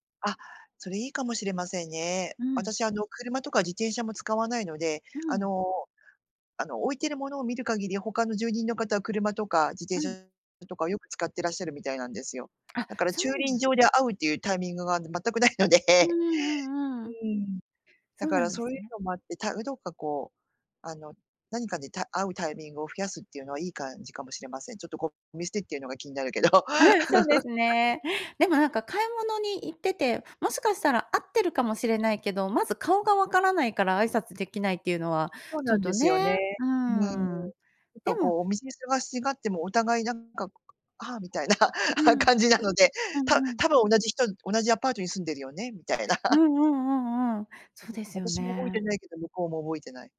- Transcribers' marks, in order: laughing while speaking: "全くないので"; laughing while speaking: "うん、そうですね"; laugh; chuckle
- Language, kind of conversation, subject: Japanese, advice, 引っ越しで新しい環境に慣れられない不安